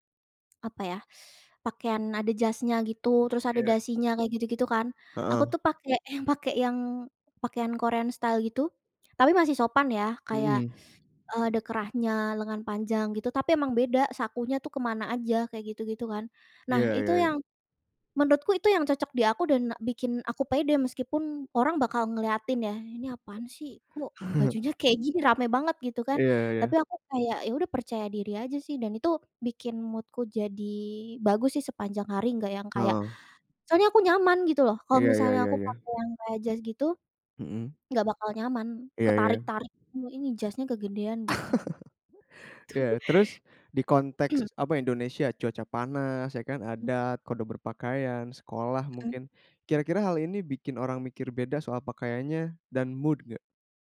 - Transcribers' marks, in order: tapping; teeth sucking; in English: "Korean style"; teeth sucking; other background noise; chuckle; in English: "mood-ku"; laugh; laughing while speaking: "Tu"; chuckle; throat clearing; in English: "mood"
- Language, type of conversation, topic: Indonesian, podcast, Bagaimana pakaian dapat mengubah suasana hati Anda sehari-hari?